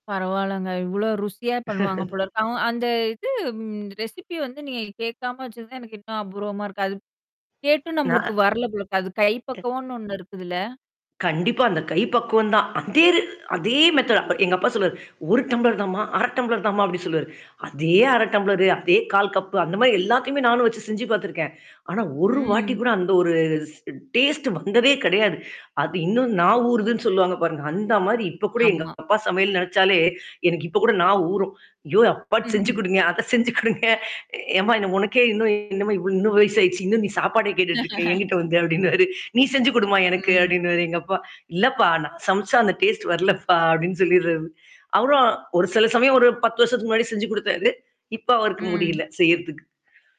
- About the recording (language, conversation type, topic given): Tamil, podcast, உங்கள் அப்பா அல்லது அம்மாவின் பழைய சமையல் நினைவுகளில் உங்களுக்கு மிகவும் மனதில் நிற்கும் தருணங்களைப் பகிர முடியுமா?
- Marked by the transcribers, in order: mechanical hum; chuckle; in English: "ரெசிபி"; static; other background noise; in English: "மெத்தோட்"; laughing while speaking: "அப்பாட்டு செஞ்சு குடுங்க அத செஞ்சு கொடுங்க"; chuckle; distorted speech; laugh; laughing while speaking: "வந்த அப்டின்வாரு"